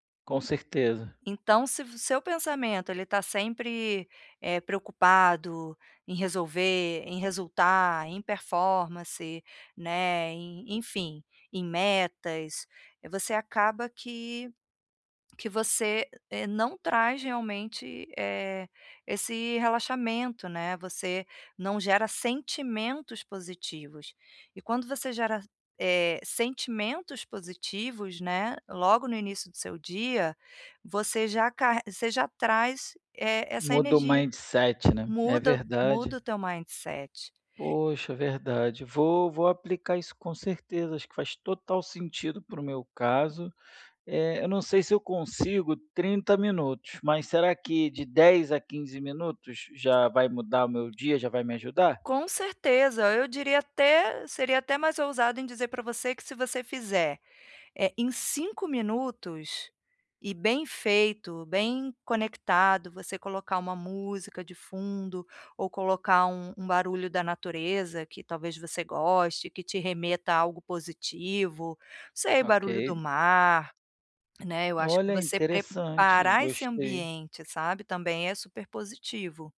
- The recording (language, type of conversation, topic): Portuguese, advice, Como posso criar um ritual breve para reduzir o estresse físico diário?
- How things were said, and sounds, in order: in English: "mindset"; in English: "mindset"; tapping